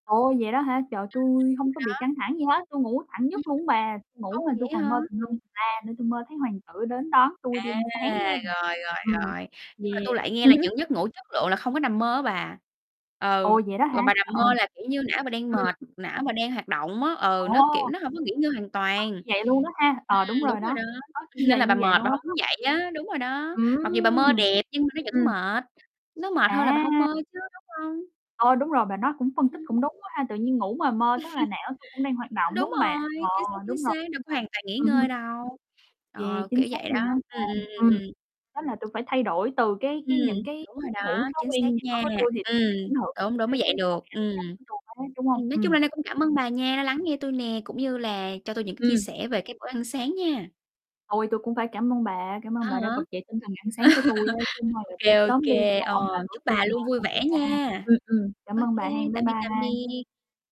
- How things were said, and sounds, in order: other background noise; distorted speech; static; chuckle; unintelligible speech; chuckle; chuckle; background speech; mechanical hum
- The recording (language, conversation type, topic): Vietnamese, unstructured, Bạn thường ăn những món gì vào bữa sáng để giữ cơ thể khỏe mạnh?